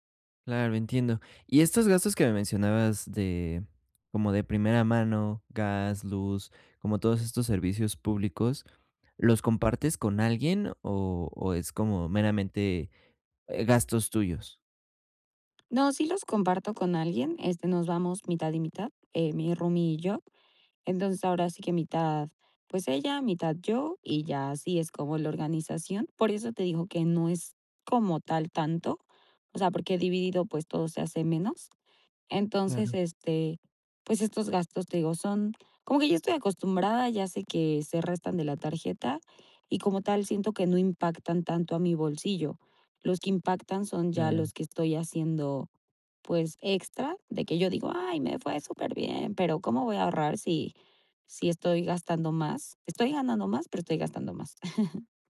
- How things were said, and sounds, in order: tapping; other background noise; chuckle
- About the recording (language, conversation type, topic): Spanish, advice, ¿Cómo evito que mis gastos aumenten cuando gano más dinero?